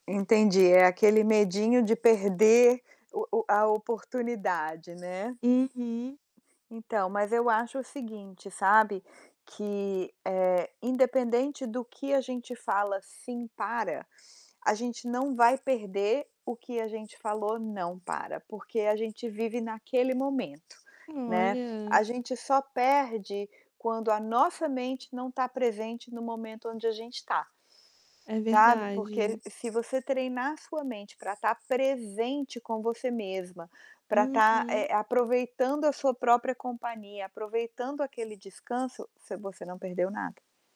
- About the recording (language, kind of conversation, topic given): Portuguese, advice, Como posso aprender a dizer não com assertividade sem me sentir culpado?
- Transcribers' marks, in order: distorted speech; other background noise; tapping; static